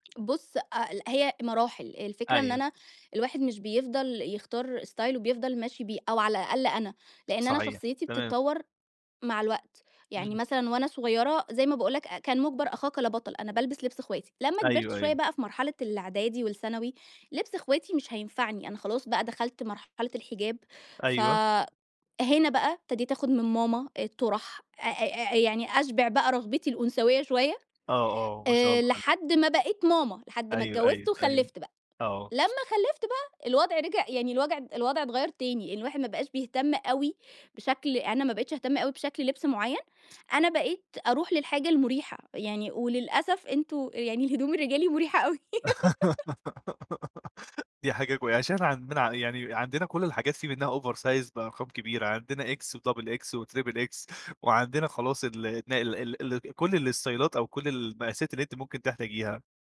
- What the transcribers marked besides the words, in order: in English: "ستايل"; tapping; laugh; laughing while speaking: "أوي"; laugh; in English: "over size"; in English: "وdouble X وtriple X"; in English: "الستايلات"
- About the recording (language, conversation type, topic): Arabic, podcast, مين كان أول مصدر إلهام لستايلك؟